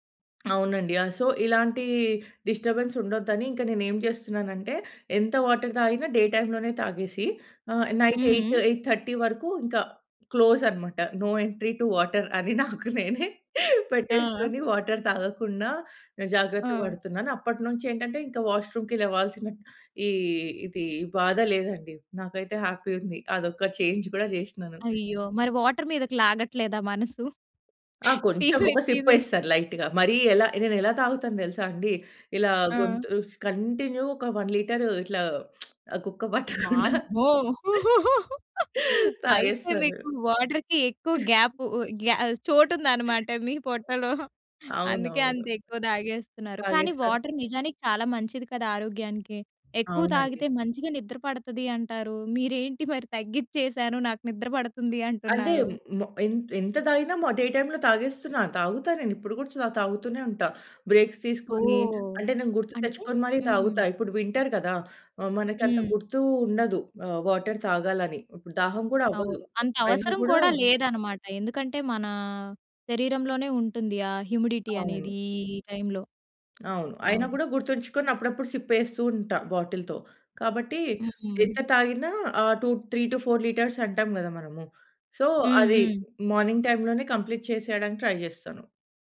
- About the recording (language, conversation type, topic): Telugu, podcast, రాత్రి మెరుగైన నిద్ర కోసం మీరు అనుసరించే రాత్రి రొటీన్ ఏమిటి?
- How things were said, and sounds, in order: tapping; in English: "సో"; in English: "డిస్టర్బెన్స్"; in English: "వాటర్"; in English: "డే"; in English: "నైట్ ఎయిట్, ఎయిట్ థర్టీ"; in English: "క్లోజ్"; in English: "నో ఎంట్రీ టు వాటర్"; laughing while speaking: "నాకు నేనే"; in English: "వాటర్"; in English: "వాష్‌రూమ్‌కి"; in English: "హ్యాపీ"; in English: "చేంజ్"; in English: "వాటర్"; chuckle; unintelligible speech; in English: "లైట్‌గా"; in English: "కంటిన్యూ"; in English: "వన్"; surprised: "వామ్మో!"; laughing while speaking: "అయితే, మీకు వాటర్‌కి ఎక్కువ గ్యాప్ ఉ ఉ గ్యా చోటు ఉందన్నమాట. మీ పొట్టలో"; lip smack; in English: "వాటర్‌కి"; laugh; in English: "గ్యాప్"; chuckle; other noise; in English: "వాటర్"; in English: "డే"; in English: "బ్రేక్స్"; in English: "వింటర్"; in English: "వాటర్"; in English: "హ్యూమిడిటీ"; in English: "త్రీ టు ఫోర్ లీటర్స్"; in English: "సో"; in English: "మార్నింగ్"; in English: "కంప్లీట్"; in English: "ట్రై"